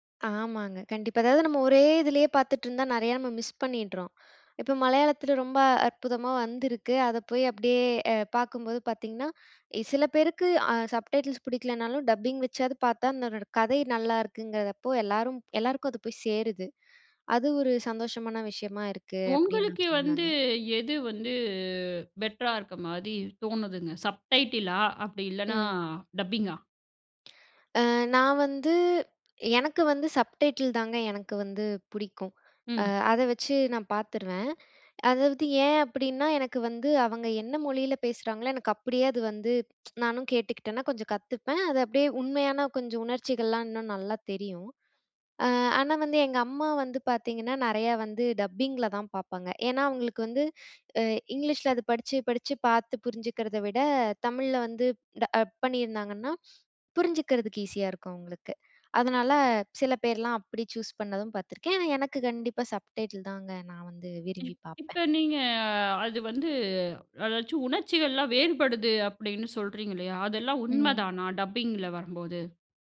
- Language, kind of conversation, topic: Tamil, podcast, சப்டைட்டில்கள் அல்லது டப்பிங் காரணமாக நீங்கள் வேறு மொழிப் படங்களை கண்டுபிடித்து ரசித்திருந்தீர்களா?
- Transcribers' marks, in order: in English: "சப்டைட்டில்ஸ்"; in English: "டப்பிங்"; in English: "சப்டைட்டில்லா!"; in English: "டப்பிங்கா?"; in English: "சப்டைட்டில்"; in English: "டப்பிங்ல"; "இப்ப" said as "இப்"; in English: "டப்"; in English: "சூஸ்"; in English: "சப்டைட்டில்"; in English: "டப்பிங்கில"